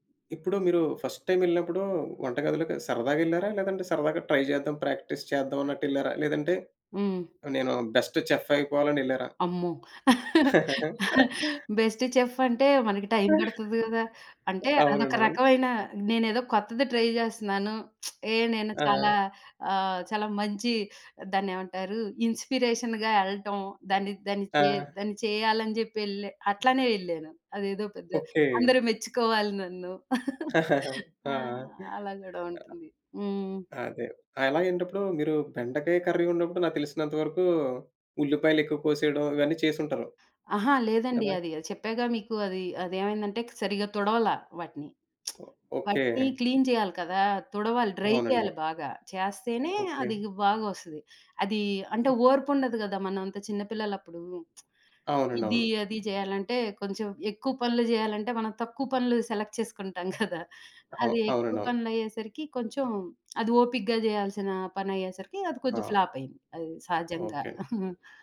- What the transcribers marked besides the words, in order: in English: "ఫస్ట్ టైమ్"; in English: "ట్రై"; in English: "ప్రాక్టీస్"; in English: "బెస్ట్"; laugh; in English: "బెస్ట్ చెఫ్"; laugh; chuckle; in English: "ట్రై"; lip smack; in English: "ఇన్స్‌పి‌రేషన్‌గా"; other background noise; chuckle; in English: "కర్రీ"; lip smack; in English: "క్లీన్"; in English: "డ్రై"; lip smack; in English: "సెలెక్ట్"; chuckle; chuckle
- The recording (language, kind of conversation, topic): Telugu, podcast, ప్రసిద్ధ సంప్రదాయ వంటకానికి మీరు మీ స్వంత ప్రత్యేకతను ఎలా జోడిస్తారు?